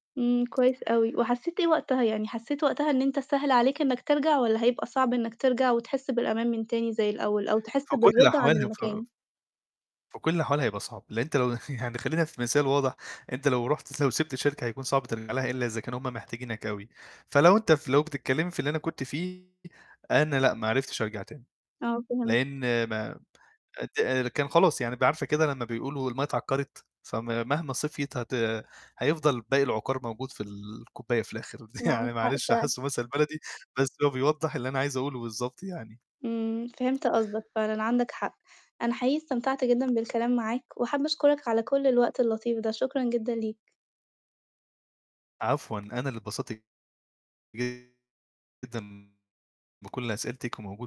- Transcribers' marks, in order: chuckle; distorted speech; chuckle; tapping
- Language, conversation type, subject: Arabic, podcast, إمتى خرجت من منطقة الراحة بتاعتك ونجحت؟